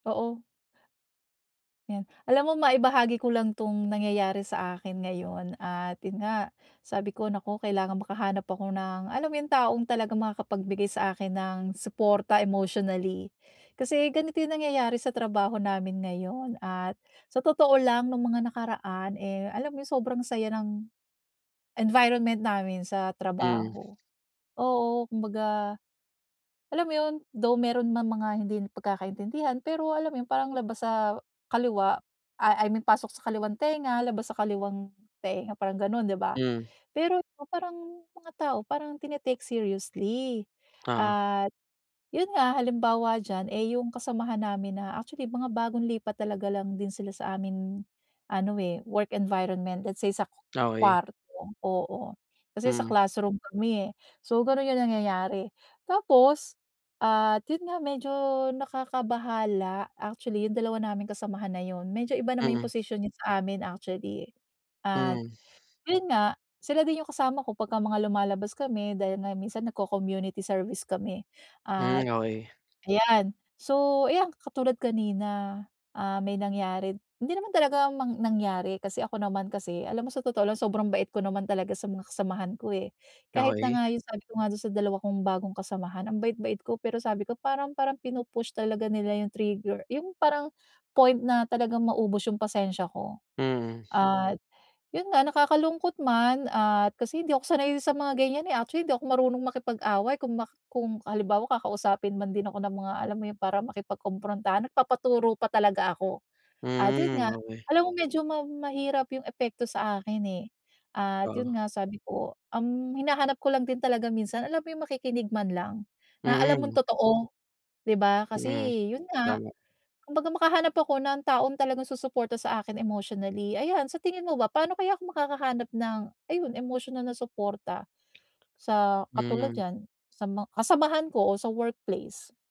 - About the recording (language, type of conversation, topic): Filipino, advice, Paano ako makakahanap ng emosyonal na suporta kapag paulit-ulit ang gawi ko?
- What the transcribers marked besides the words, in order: other background noise